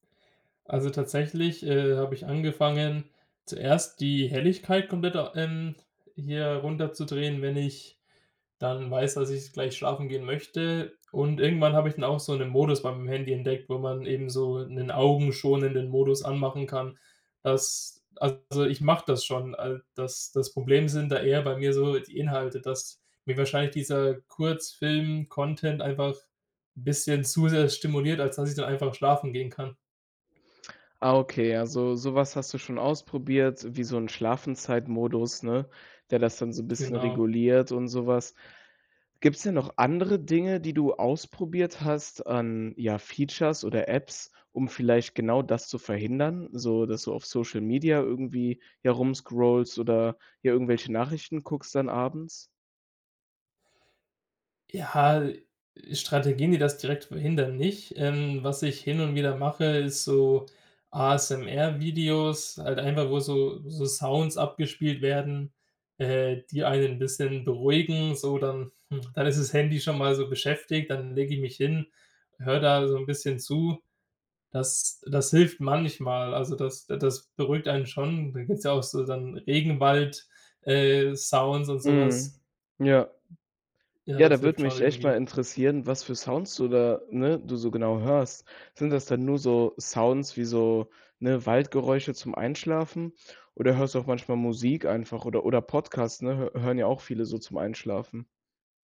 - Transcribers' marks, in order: none
- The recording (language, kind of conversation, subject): German, podcast, Beeinflusst dein Smartphone deinen Schlafrhythmus?